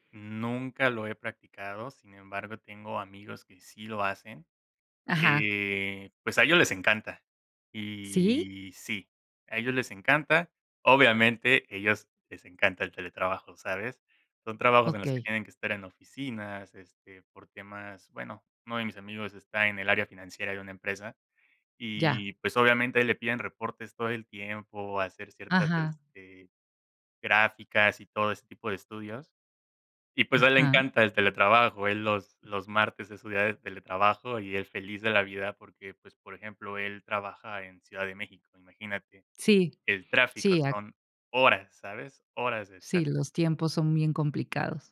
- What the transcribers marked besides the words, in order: none
- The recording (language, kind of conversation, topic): Spanish, podcast, ¿Qué opinas del teletrabajo frente al trabajo en la oficina?